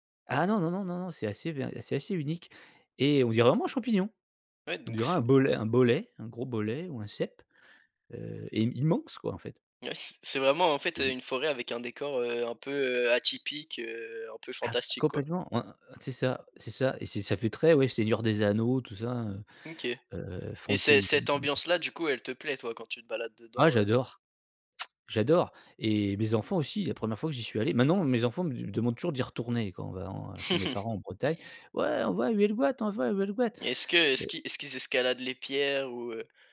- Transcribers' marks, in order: other background noise; unintelligible speech; lip smack; chuckle; put-on voice: "Ouais on va à Huelgoat, on va à Huelgoat !"
- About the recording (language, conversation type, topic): French, podcast, Peux-tu raconter une balade en forêt qui t’a apaisé(e) ?